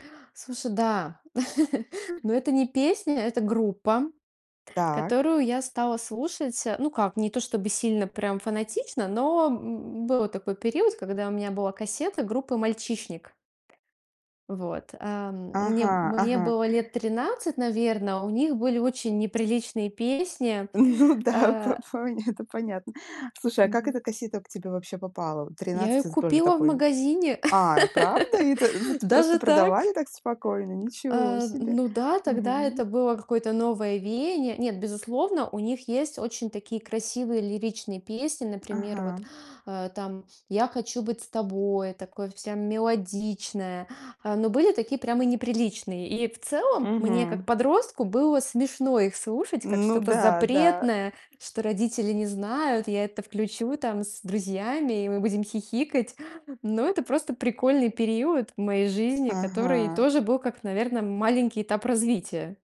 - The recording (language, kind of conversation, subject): Russian, podcast, Какие песни вызывают у тебя ностальгию?
- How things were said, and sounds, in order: chuckle; tapping; laughing while speaking: "М, ну да"; laugh; other background noise